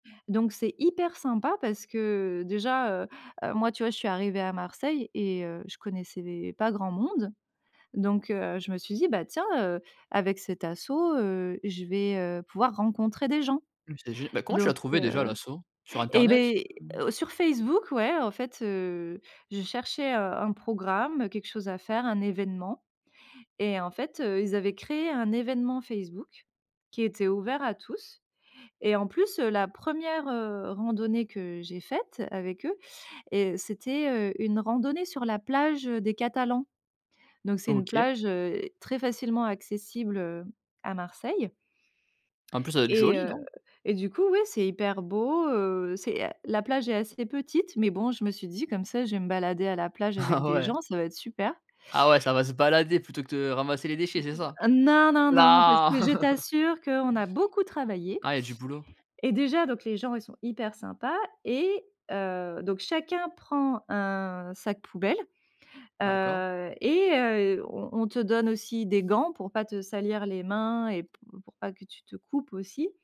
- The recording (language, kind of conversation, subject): French, podcast, Parle‑moi d’un projet communautaire qui protège l’environnement.
- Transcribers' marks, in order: other background noise; laughing while speaking: "Ah ouais"; drawn out: "Là"; laugh